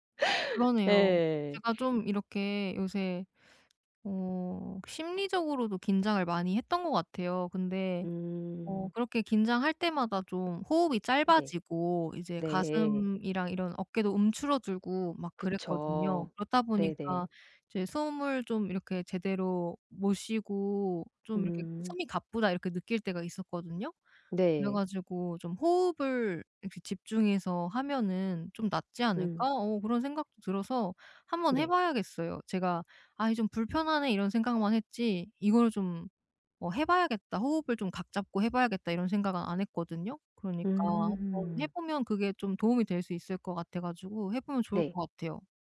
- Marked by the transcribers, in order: teeth sucking; other background noise; tapping
- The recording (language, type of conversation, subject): Korean, advice, 긴장을 풀고 근육을 이완하는 방법은 무엇인가요?